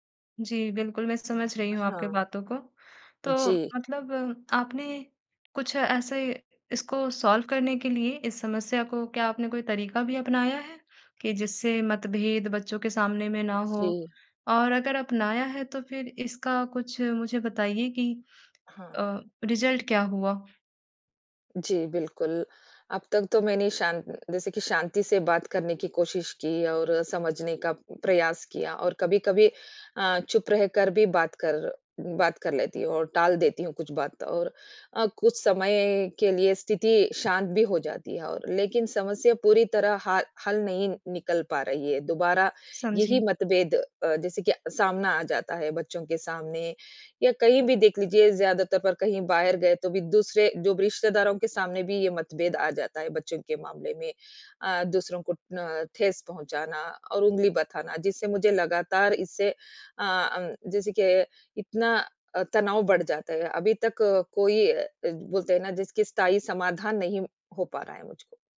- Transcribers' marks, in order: in English: "सॉल्व"; in English: "रिजल्ट"
- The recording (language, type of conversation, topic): Hindi, advice, पालन‑पोषण में विचारों का संघर्ष